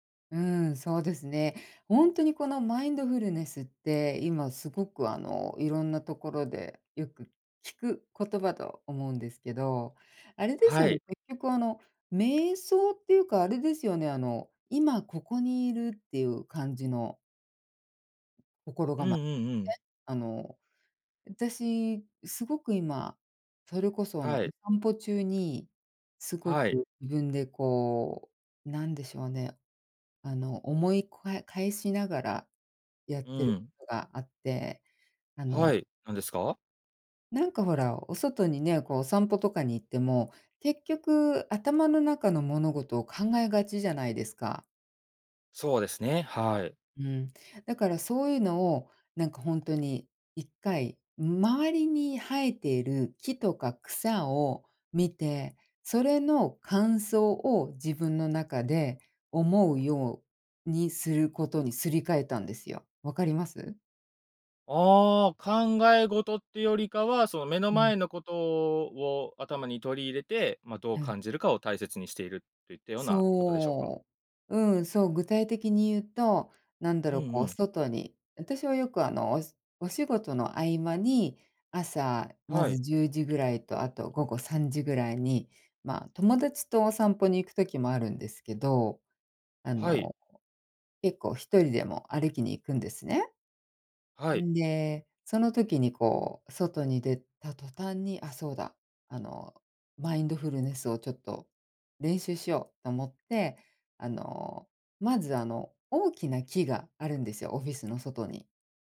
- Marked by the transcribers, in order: none
- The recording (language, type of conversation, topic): Japanese, podcast, 都会の公園でもできるマインドフルネスはありますか？